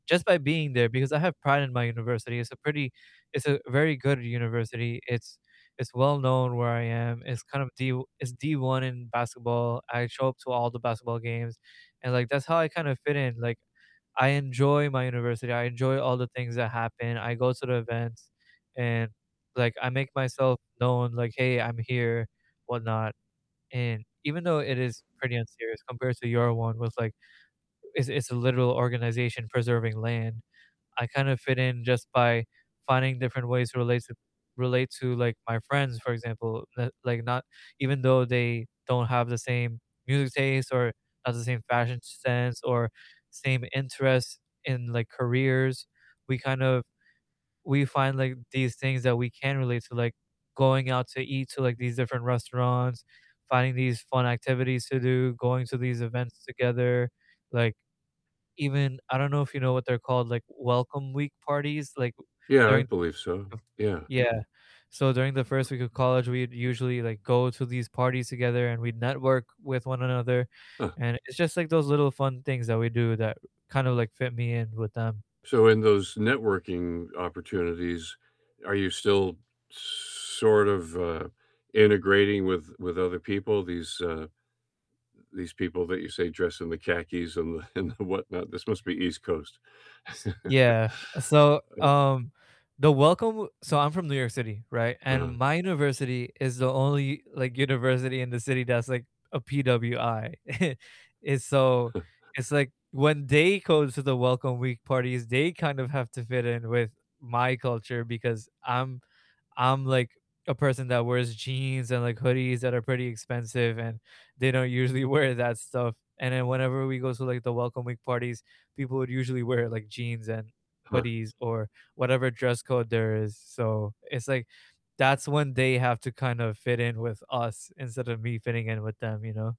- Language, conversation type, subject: English, unstructured, How do you balance fitting in with standing out?
- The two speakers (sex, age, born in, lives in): male, 18-19, United States, United States; male, 70-74, Canada, United States
- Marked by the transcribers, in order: static; distorted speech; other background noise; tapping; laughing while speaking: "and the whatnot?"; chuckle; chuckle; chuckle; laughing while speaking: "wear"